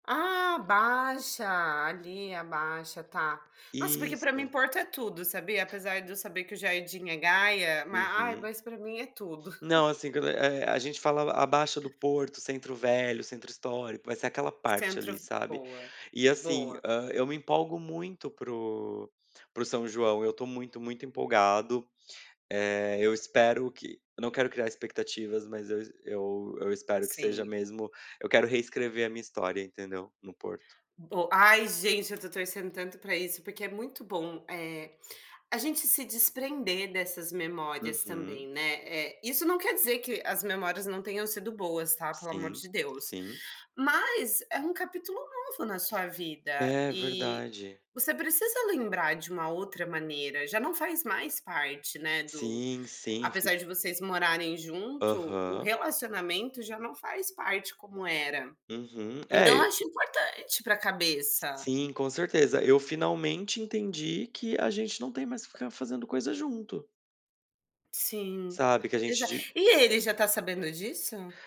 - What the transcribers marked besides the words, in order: tapping; chuckle
- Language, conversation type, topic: Portuguese, unstructured, Como você equilibra o trabalho e os momentos de lazer?